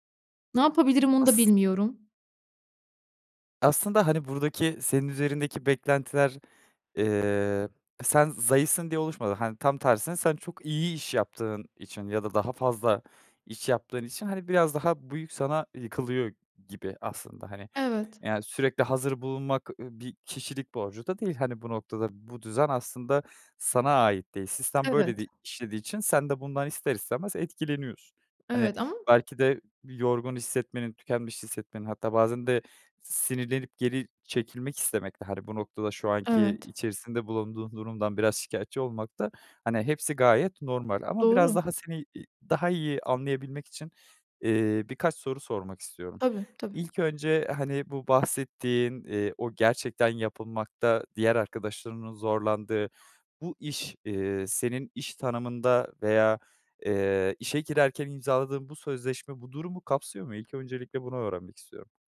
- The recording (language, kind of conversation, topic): Turkish, advice, İş yerinde sürekli ulaşılabilir olmanız ve mesai dışında da çalışmanız sizden bekleniyor mu?
- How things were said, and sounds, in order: other noise